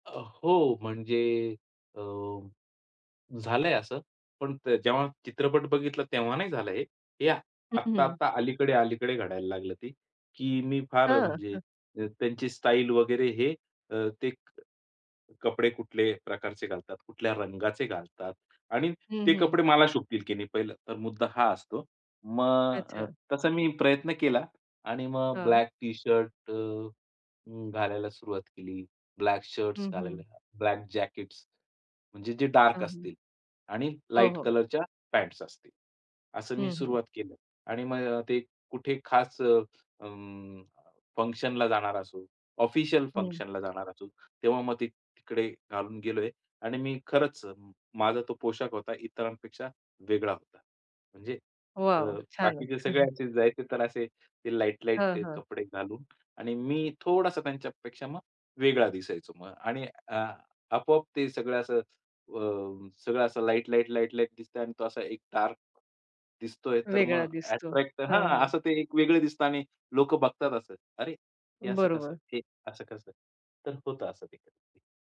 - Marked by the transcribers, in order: laughing while speaking: "हं"; tapping; in English: "फंक्शनला"; in English: "फंक्शनला"; chuckle; other background noise
- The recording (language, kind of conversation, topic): Marathi, podcast, चित्रपटातील कोणता लूक तुम्हाला तुमच्या शैलीसाठी प्रेरणा देतो?